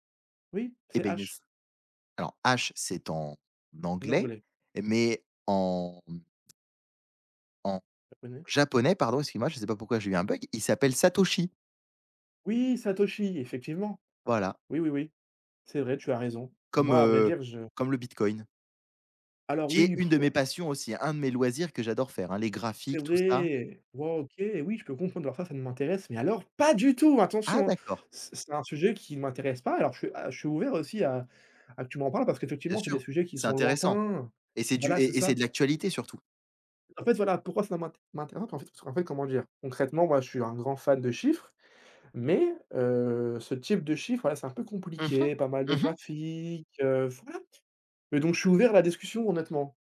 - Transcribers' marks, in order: other background noise; blowing; stressed: "pas du tout"
- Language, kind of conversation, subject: French, unstructured, Quels loisirs t’aident vraiment à te détendre ?